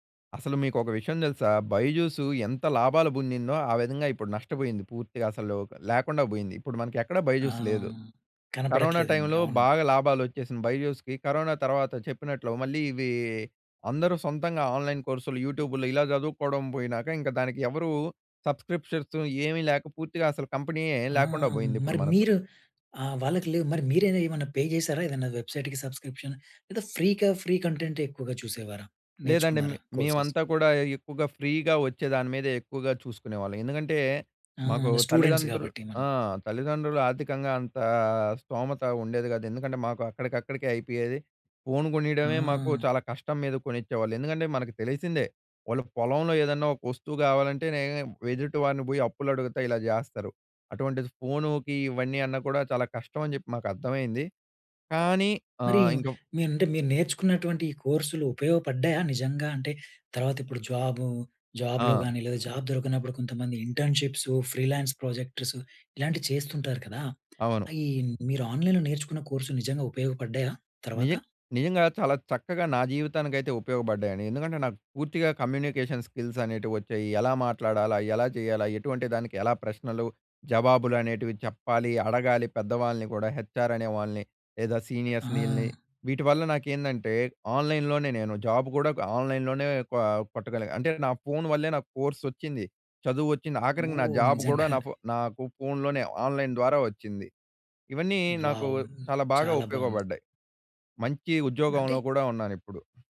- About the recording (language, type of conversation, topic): Telugu, podcast, ఆన్‌లైన్ కోర్సులు మీకు ఎలా ఉపయోగపడాయి?
- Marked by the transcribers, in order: in English: "ఆన్‌లైన్"; in English: "యూట్యూబ్‌లో"; in English: "సబ్‌స్క్రిప్షన్"; in English: "పే"; in English: "వెబ్‌సైట్‌కి సబ్‌స్క్రిప్షన్"; in English: "ఫ్రీగా ఫ్రీ కంటెంట్"; in English: "కోర్సెస్?"; in English: "ఫ్రీగా"; in English: "స్టూడెంట్స్"; in English: "జాబ్"; in English: "ఫ్రీలాన్స్"; tapping; in English: "ఆన్‌లైన్‌లో"; in English: "కోర్స్"; in English: "కమ్యూనికేషన్ స్కిల్స్"; in English: "హెచ్ఆర్"; in English: "సీనియర్స్‌ని"; in English: "ఆన్‍లైన్‍లోనే"; in English: "జాబ్"; in English: "ఆన్‌లైన్‌లోనే"; in English: "జాబ్"; in English: "ఆన్‍లైన్"; in English: "వావ్!"